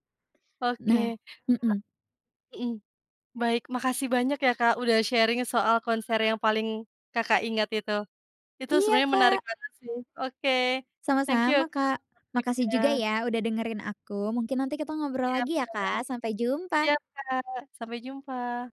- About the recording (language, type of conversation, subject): Indonesian, podcast, Apakah kamu punya cerita menarik tentang konser yang paling kamu ingat?
- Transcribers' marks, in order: in English: "sharing"; other animal sound